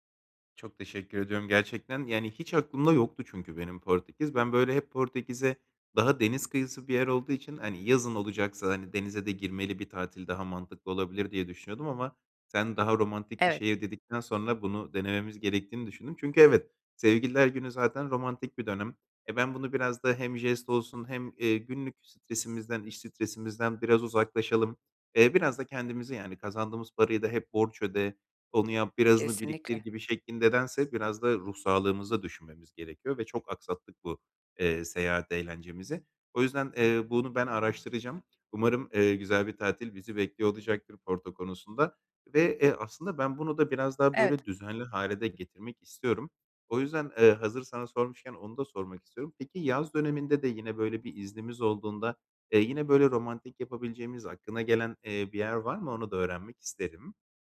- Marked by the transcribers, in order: tapping; other background noise
- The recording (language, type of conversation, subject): Turkish, advice, Seyahatimi planlarken nereden başlamalı ve nelere dikkat etmeliyim?